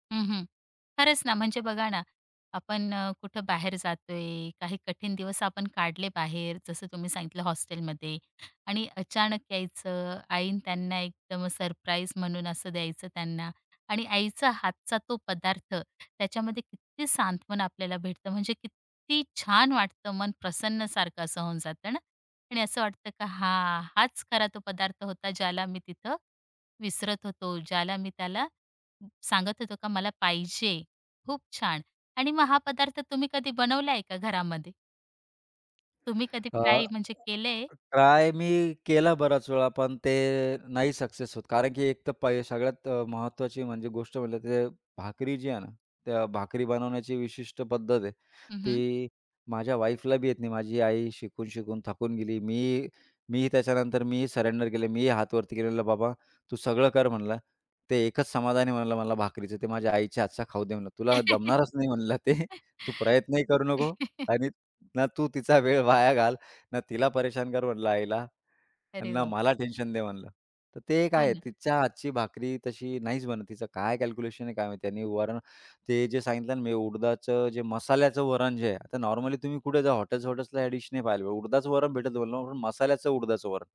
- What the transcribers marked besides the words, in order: tapping; other background noise; laugh; laughing while speaking: "ते"; chuckle
- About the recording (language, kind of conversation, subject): Marathi, podcast, कठीण दिवसानंतर तुम्हाला कोणता पदार्थ सर्वाधिक दिलासा देतो?